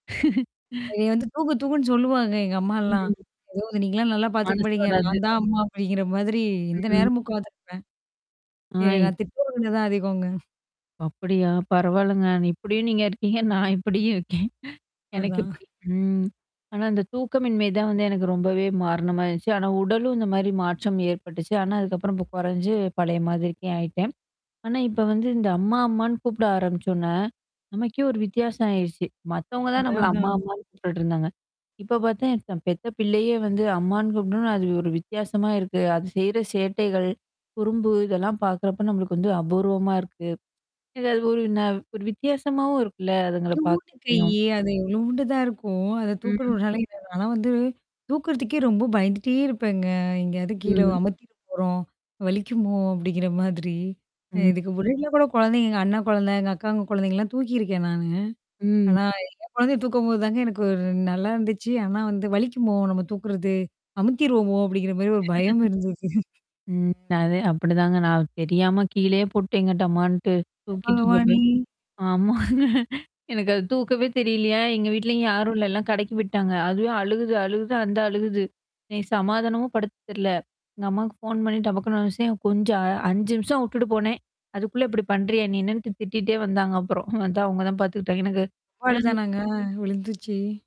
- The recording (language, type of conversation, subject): Tamil, podcast, குழந்தை பிறந்த பின் உங்கள் வாழ்க்கை முழுவதுமாக மாறிவிட்டதா?
- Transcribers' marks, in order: laugh; distorted speech; static; chuckle; laughing while speaking: "நான் இப்படியும் இருக்கேன்"; chuckle; "காரணமாயிருச்சு" said as "மாரணமாயிருச்சு"; tapping; laughing while speaking: "தூக்கறனால"; mechanical hum; laughing while speaking: "அப்படிங்கிற மாதிரி"; chuckle; laughing while speaking: "ஆமாங்க. எனக்கு அது தூக்கவே தெரியலையா? … அழுகுது அந்த அழுகுது"; other noise; unintelligible speech